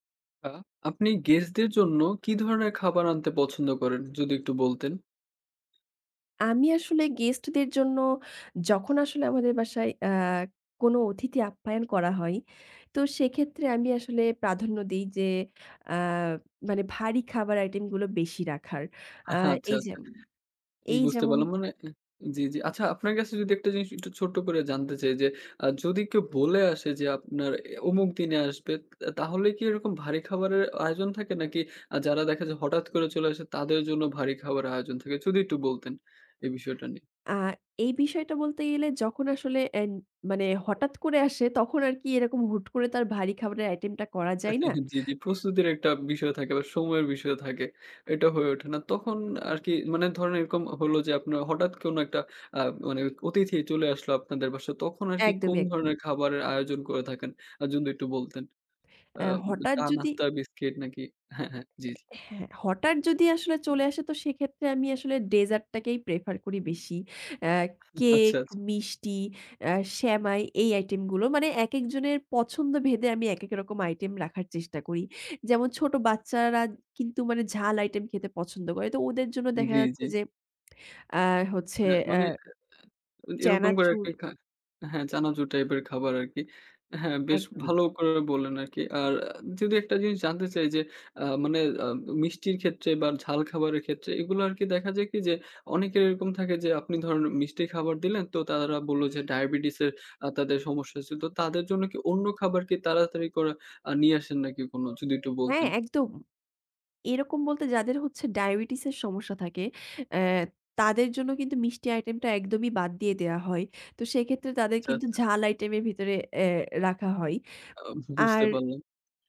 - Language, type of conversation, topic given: Bengali, podcast, আপনি অতিথিদের জন্য কী ধরনের খাবার আনতে পছন্দ করেন?
- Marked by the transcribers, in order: laughing while speaking: "আহ আচ্ছা, আচ্ছা"; tapping; chuckle; horn; in English: "prefer"; other background noise; lip smack; "চানাচুর" said as "চ্যানাচুর"